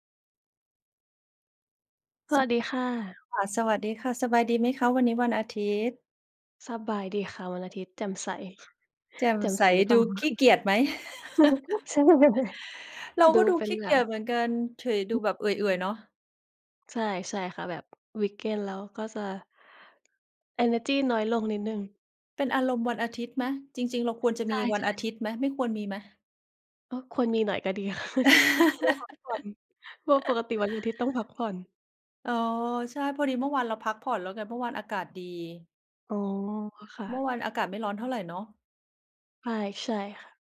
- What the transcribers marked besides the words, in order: chuckle; laughing while speaking: "จุก ใช่"; unintelligible speech; in English: "วีกเอนด์"; chuckle
- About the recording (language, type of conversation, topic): Thai, unstructured, ความฝันอะไรที่คุณยังไม่กล้าบอกใคร?